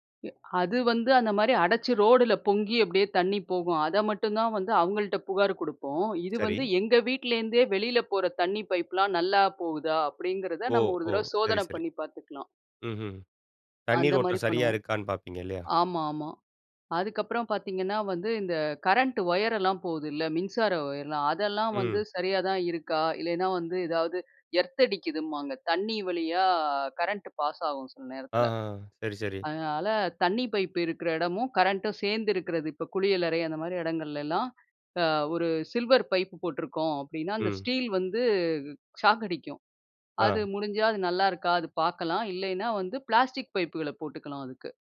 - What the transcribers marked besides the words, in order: other noise
- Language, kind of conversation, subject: Tamil, podcast, மழைக்காலத்தில் வீட்டை எப்படிப் பாதுகாத்துக் கொள்ளலாம்?
- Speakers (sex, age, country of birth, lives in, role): female, 45-49, India, India, guest; male, 40-44, India, India, host